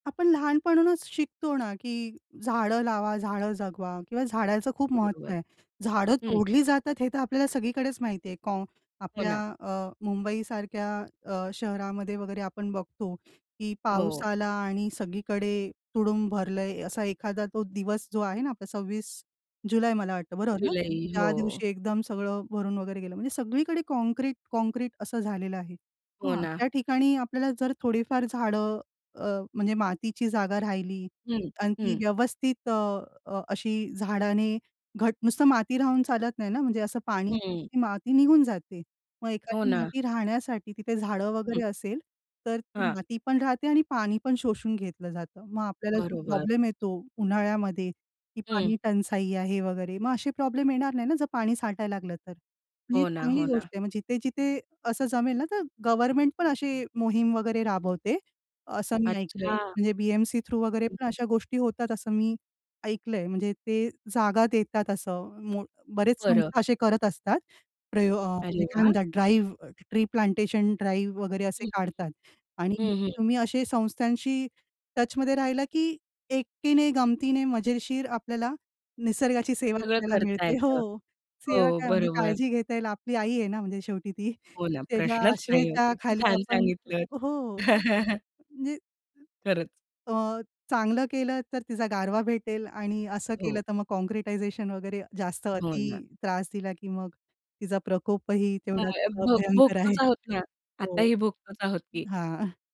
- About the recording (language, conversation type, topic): Marathi, podcast, तुम्ही निसर्गासाठी केलेलं एखादं छोटं काम सांगू शकाल का?
- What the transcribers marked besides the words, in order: tapping; other background noise; unintelligible speech; in English: "थ्रू"; unintelligible speech; other noise; in English: "ट्री प्लांटेशन"; chuckle; unintelligible speech